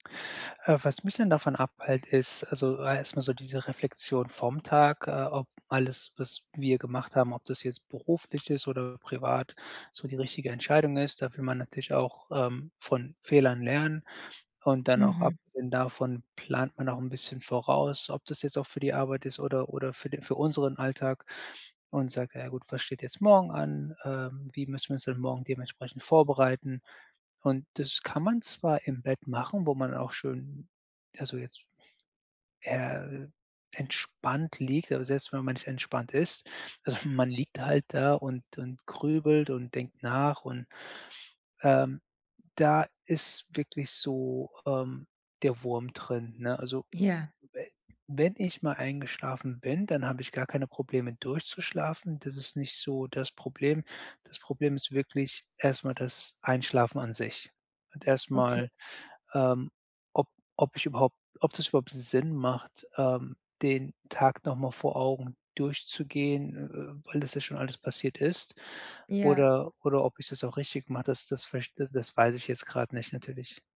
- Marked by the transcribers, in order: none
- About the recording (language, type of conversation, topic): German, advice, Wie kann ich abends besser zur Ruhe kommen?